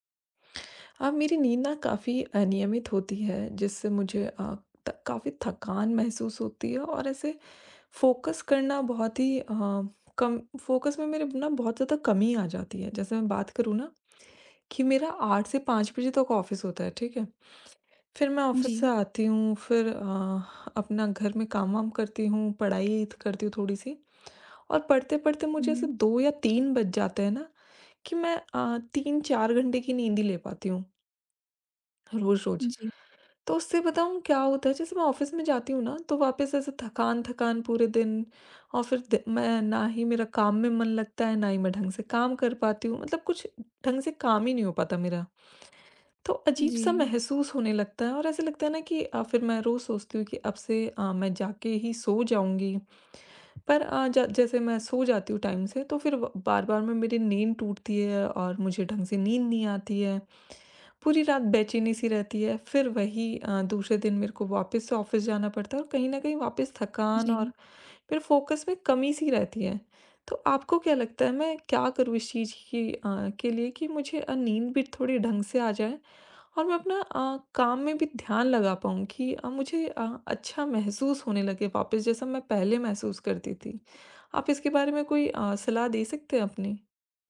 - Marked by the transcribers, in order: in English: "फ़ोकस"; in English: "फ़ोकस"; in English: "ऑफिस"; in English: "ऑफिस"; in English: "ऑफिस"; in English: "टाइम"; in English: "ऑफिस"; in English: "फ़ोकस"
- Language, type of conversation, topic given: Hindi, advice, आपकी नींद अनियमित होने से आपको थकान और ध्यान की कमी कैसे महसूस होती है?